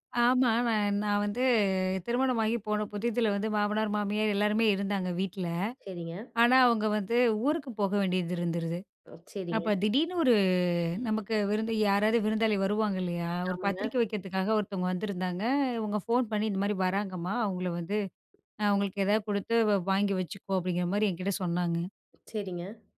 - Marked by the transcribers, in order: none
- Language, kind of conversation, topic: Tamil, podcast, சமையல் மூலம் அன்பை எப்படி வெளிப்படுத்தலாம்?